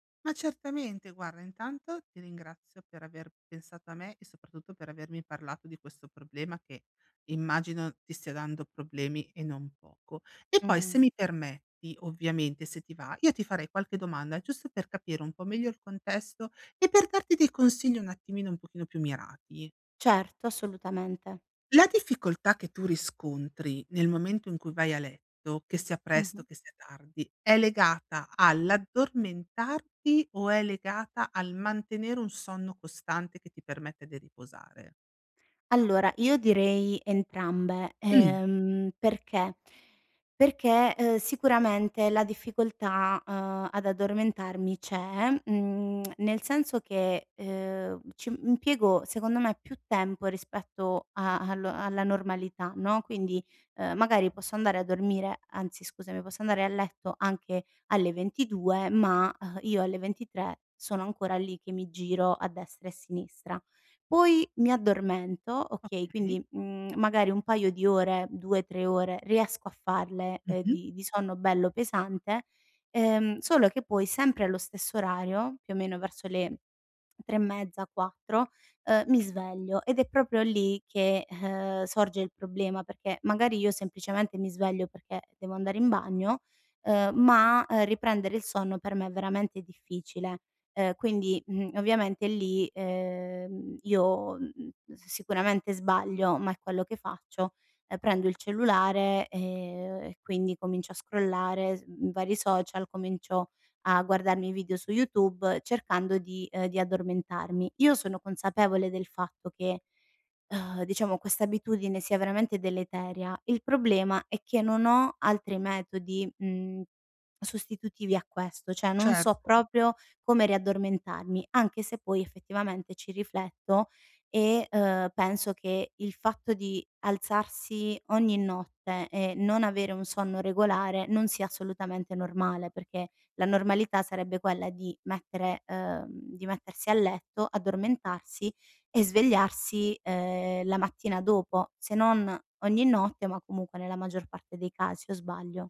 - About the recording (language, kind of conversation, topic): Italian, advice, Come posso usare le abitudini serali per dormire meglio?
- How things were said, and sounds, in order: tongue click; in English: "scrollare"; "cioè" said as "ceh"